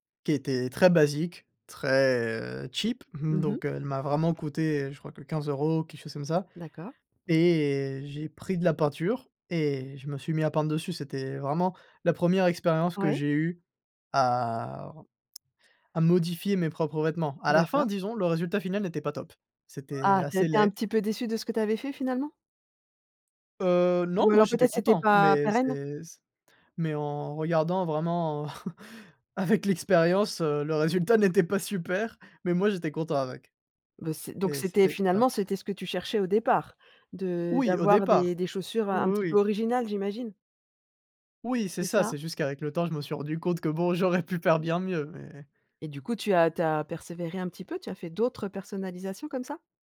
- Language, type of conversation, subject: French, podcast, Tu fais attention à la mode éthique ?
- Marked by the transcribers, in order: tapping; chuckle; laughing while speaking: "avec l'expérience, heu, le résultat n'était pas super"